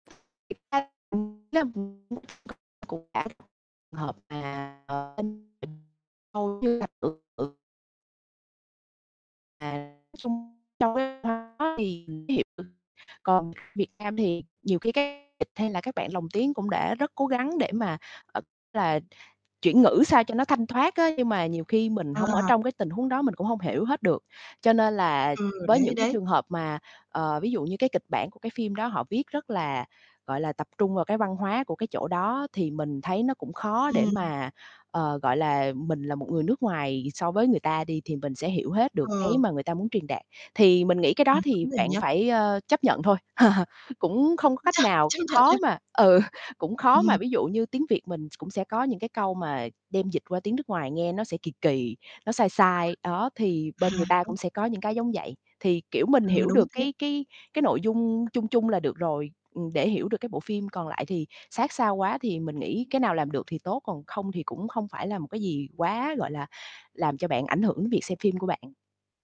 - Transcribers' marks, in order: other background noise; unintelligible speech; distorted speech; unintelligible speech; unintelligible speech; unintelligible speech; laugh; laughing while speaking: "ừ"; unintelligible speech; tapping; "đến" said as "ín"
- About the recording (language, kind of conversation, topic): Vietnamese, podcast, Bạn nghĩ sự khác nhau giữa phụ đề và lồng tiếng là gì?